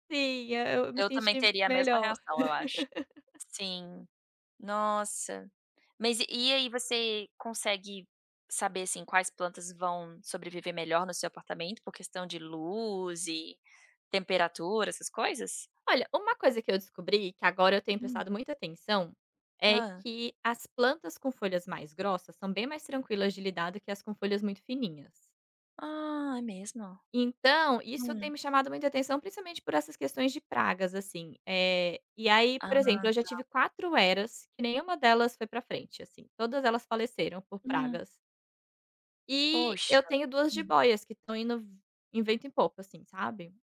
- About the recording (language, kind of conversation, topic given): Portuguese, podcast, Como você usa plantas para deixar o espaço mais agradável?
- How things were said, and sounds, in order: giggle; tapping; unintelligible speech